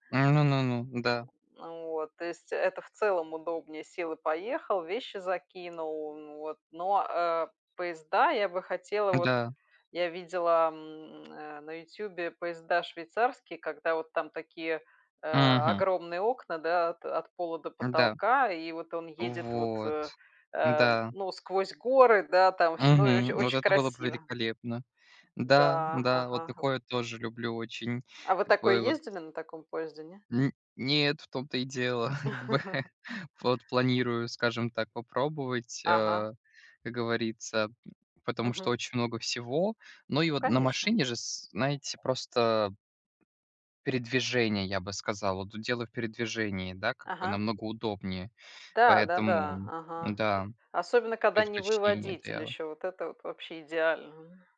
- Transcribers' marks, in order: laughing while speaking: "Как бы"; chuckle; other background noise
- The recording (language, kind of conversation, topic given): Russian, unstructured, Вы бы выбрали путешествие на машине или на поезде?